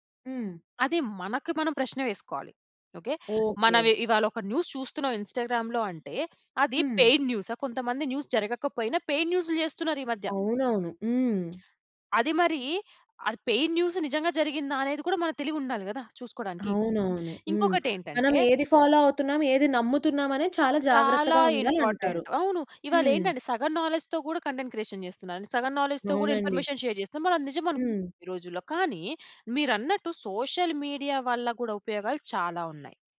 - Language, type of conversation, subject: Telugu, podcast, సామాజిక మీడియా ప్రభావం మీ సృజనాత్మకతపై ఎలా ఉంటుంది?
- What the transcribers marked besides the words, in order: in English: "న్యూస్"; in English: "ఇన్‌స్టా‌గ్రా‌మ్‌లో"; other background noise; in English: "పెయిడ్"; in English: "న్యూస్"; in English: "పెయిడ్"; in English: "పెయిడ్ న్యూస్"; in English: "ఫాలో"; in English: "ఇంపార్టెంట్"; in English: "నా‌లెడ్జ్‌తో"; in English: "కంటెంట్ క్రియేషన్"; in English: "నా‌లెడ్జ్‌తో"; in English: "ఇన్ఫర్మేషన్ షేర్"; in English: "సోషల్ మీడియా"